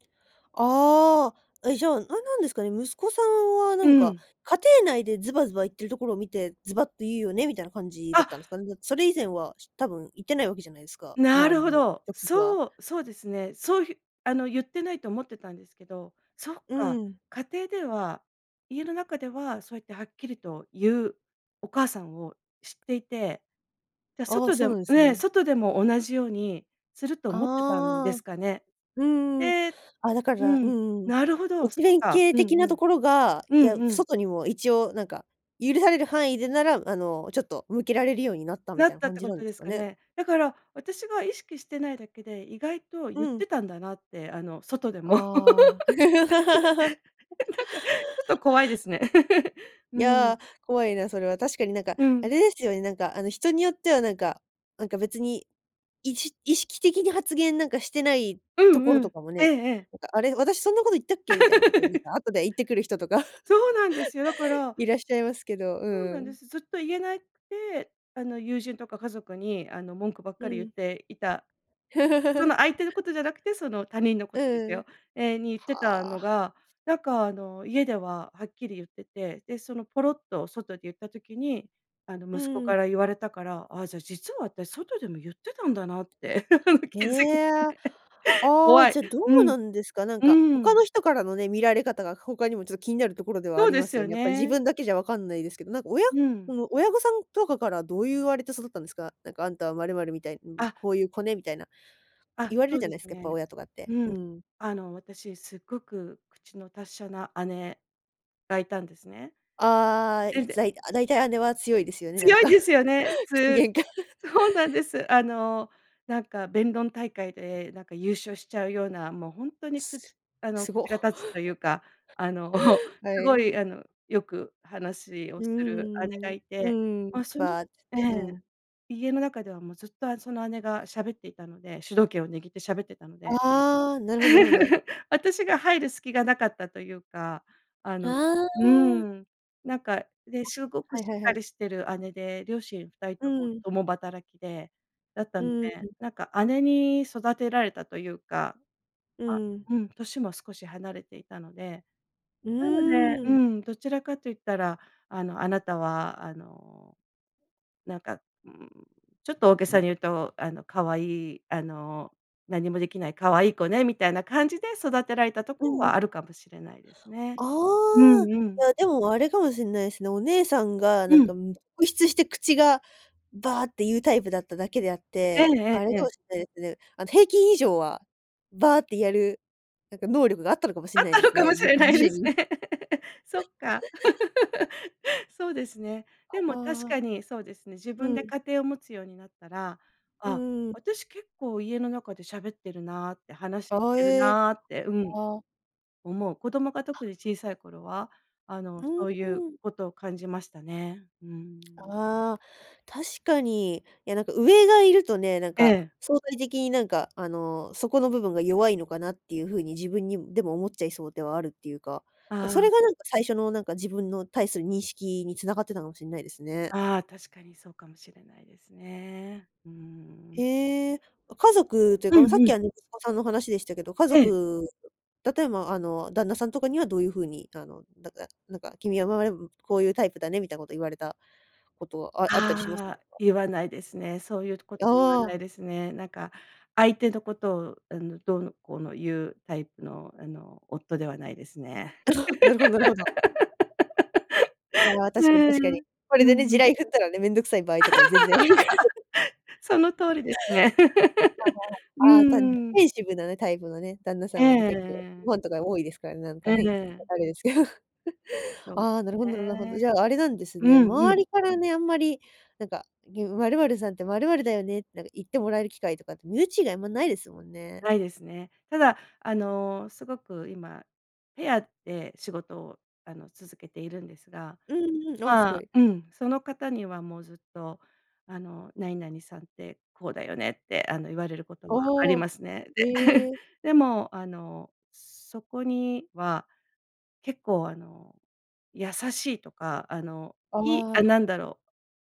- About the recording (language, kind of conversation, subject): Japanese, podcast, 最近、自分について新しく気づいたことはありますか？
- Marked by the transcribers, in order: laugh; laughing while speaking: "なんか、ちょっと怖いですね"; giggle; laugh; giggle; laugh; laugh; laughing while speaking: "うん、気づい"; laugh; laughing while speaking: "なんか、口喧嘩"; laugh; chuckle; giggle; unintelligible speech; laughing while speaking: "あったのかもしれないですね"; laugh; chuckle; other noise; laugh; laugh; giggle; laughing while speaking: "あれですけど"; chuckle; chuckle